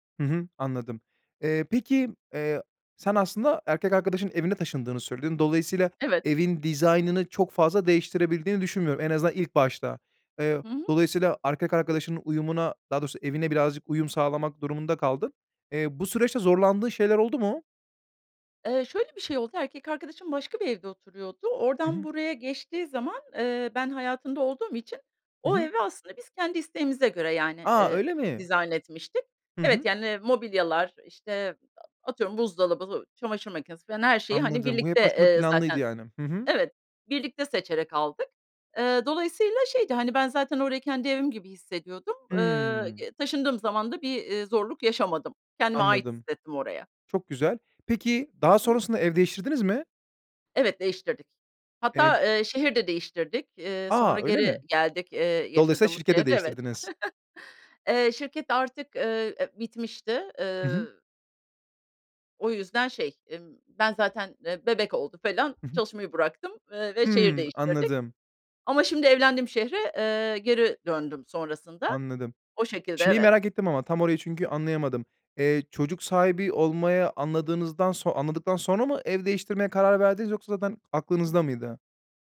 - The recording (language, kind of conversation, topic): Turkish, podcast, Sıkışık bir evde düzeni nasıl sağlayabilirsin?
- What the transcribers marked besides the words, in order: tapping; other background noise; chuckle